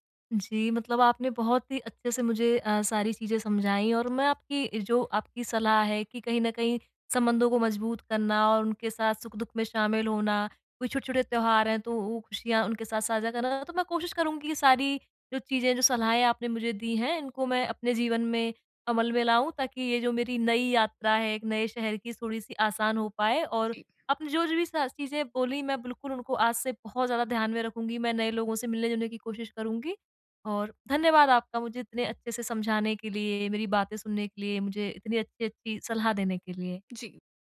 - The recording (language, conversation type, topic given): Hindi, advice, नए शहर में परिवार, रिश्तेदारों और सामाजिक सहारे को कैसे बनाए रखें और मजबूत करें?
- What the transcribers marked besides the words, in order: none